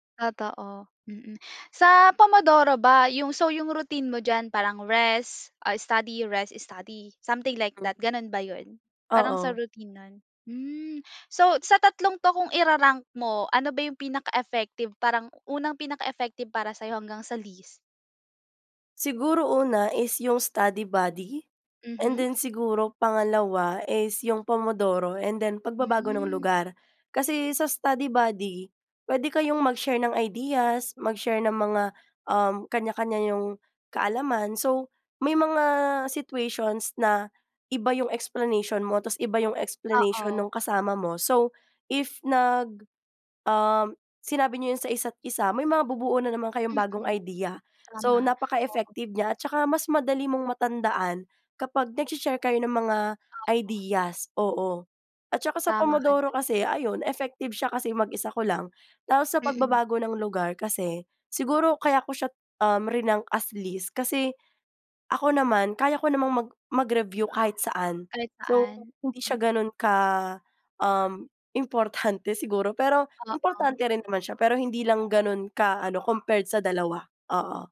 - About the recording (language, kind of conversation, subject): Filipino, podcast, Paano mo nilalabanan ang katamaran sa pag-aaral?
- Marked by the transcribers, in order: in Italian: "Pomodoro"; in English: "routine"; in English: "rest, ah, study, rest, study, something like that"; in English: "routine"; in English: "least?"; in English: "study buddy"; in English: "Pomodoro, and then"; in English: "study buddy"; in English: "mag-share ng ideas. Mag-share"; in English: "napaka-effective"; in English: "nagshe-share"; in English: "Pomodoro"; in English: "rinank as least"; other background noise